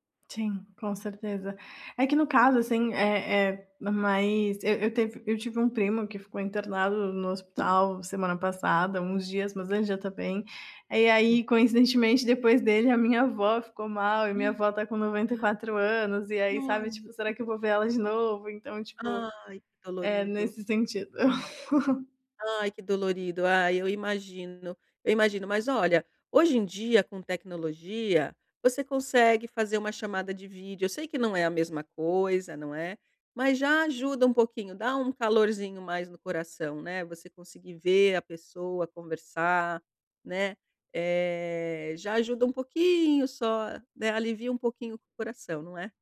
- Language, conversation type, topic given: Portuguese, advice, Como posso conviver com a ansiedade sem me culpar tanto?
- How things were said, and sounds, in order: giggle